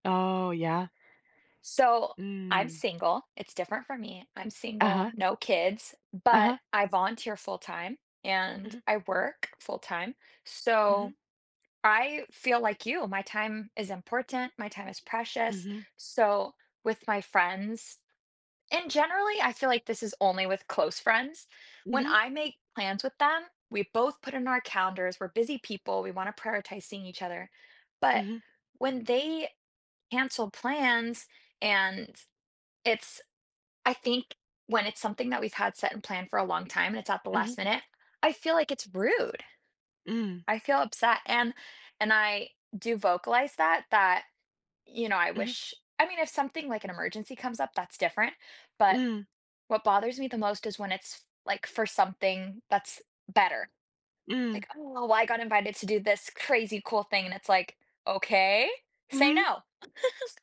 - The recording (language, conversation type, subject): English, unstructured, How do you decide whether to keep making plans with someone who often cancels?
- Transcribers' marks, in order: tapping; chuckle